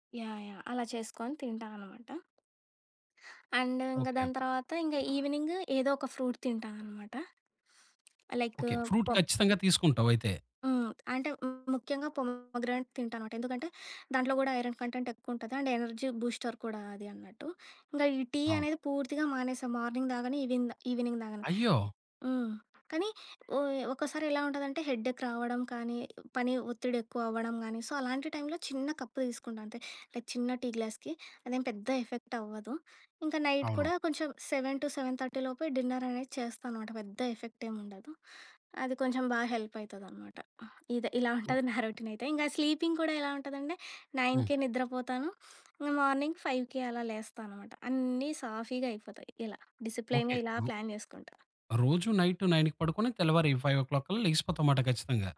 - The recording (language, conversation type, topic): Telugu, podcast, మీ ఉదయం ఎలా ప్రారంభిస్తారు?
- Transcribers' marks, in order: in English: "అండ్"; in English: "ఈవెనింగ్"; in English: "ఫ్రూట్"; in English: "v"; in English: "లైక్"; other background noise; in English: "పోమోగ్రానెట్"; in English: "ఐరన్ కంటెంట్"; in English: "అండ్ ఎనర్జీ బూస్టర్"; in English: "మార్నింగ్"; in English: "ఈవెన్ ఈవినింగ్"; in English: "హెడ్ఎక్"; in English: "సో"; in English: "లైక్"; in English: "ఎఫెక్ట్"; in English: "నైట్"; in English: "సెవెన్ టు సెవెన్ థర్టీలోపే డిన్నర్"; in English: "ఎఫెక్ట్"; in English: "హెల్ప్"; other noise; laughing while speaking: "నా రోటీన్ అయితే"; in English: "రోటీన్"; in English: "స్లీపింగ్"; in English: "మార్నింగ్ ఫైవ్‌కి"; in English: "డిసిప్లైన్‌గా"; in English: "ప్లాన్"; in English: "నైట్ నైన్‌కి"; in English: "ఫైవో క్లాక్"